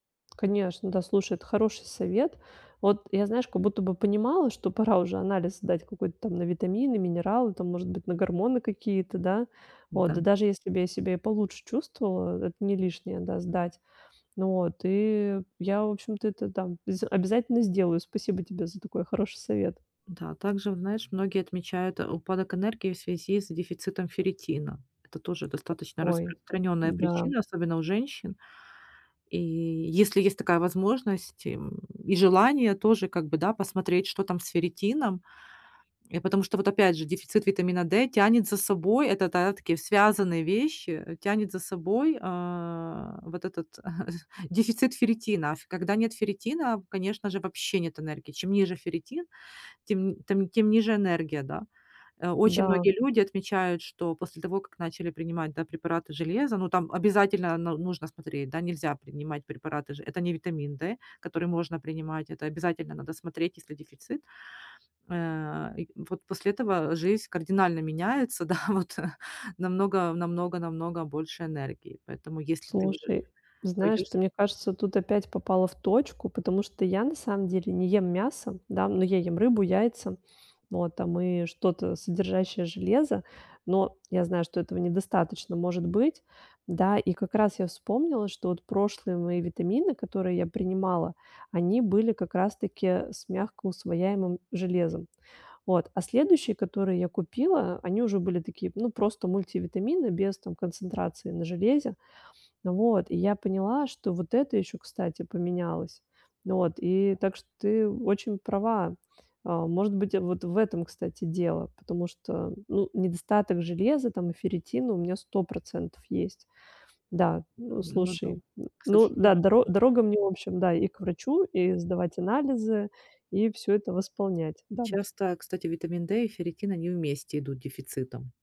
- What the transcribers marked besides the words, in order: tapping; laughing while speaking: "да. Вот, э"; unintelligible speech
- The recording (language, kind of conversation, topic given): Russian, advice, Как мне лучше сохранять концентрацию и бодрость в течение дня?